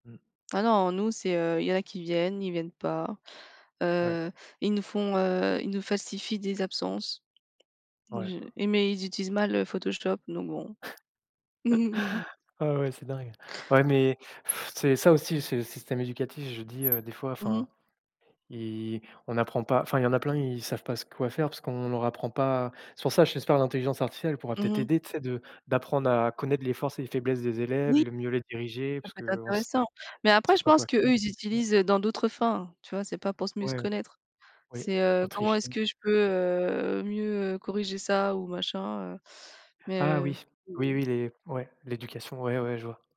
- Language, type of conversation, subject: French, unstructured, Comment gérez-vous le temps que vous passez devant les écrans ?
- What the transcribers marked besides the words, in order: tapping; chuckle; other background noise; unintelligible speech